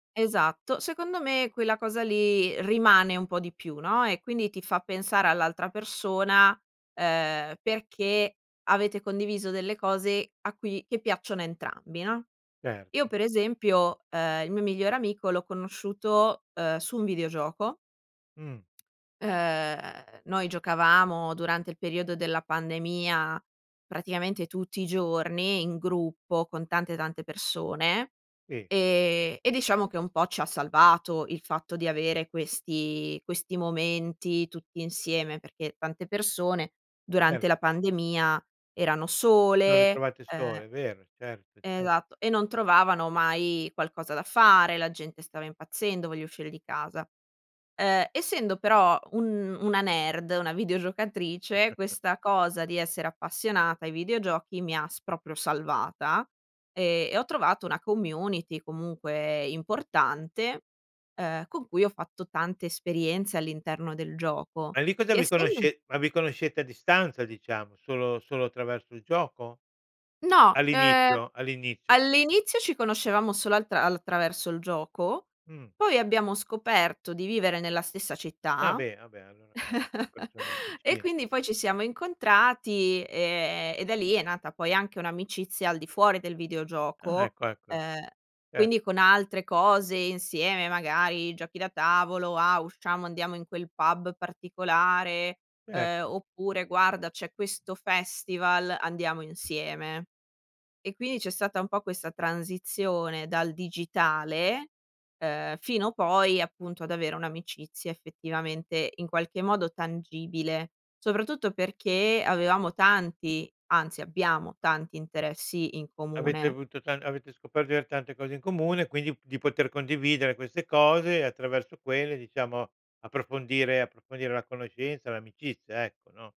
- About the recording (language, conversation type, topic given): Italian, podcast, Come si coltivano amicizie durature attraverso esperienze condivise?
- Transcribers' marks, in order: lip smack; chuckle; chuckle; other background noise